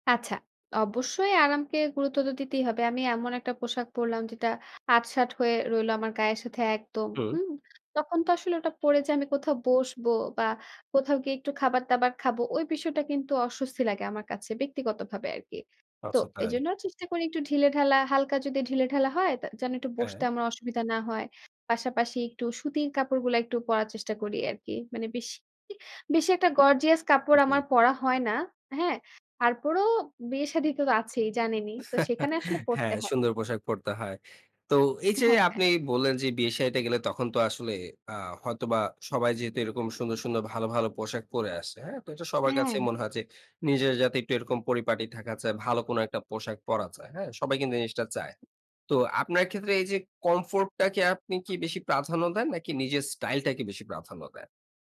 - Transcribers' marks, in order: horn
- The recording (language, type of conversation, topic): Bengali, podcast, উৎসব বা পারিবারিক অনুষ্ঠানে পোশাক বাছাই কেমন করেন?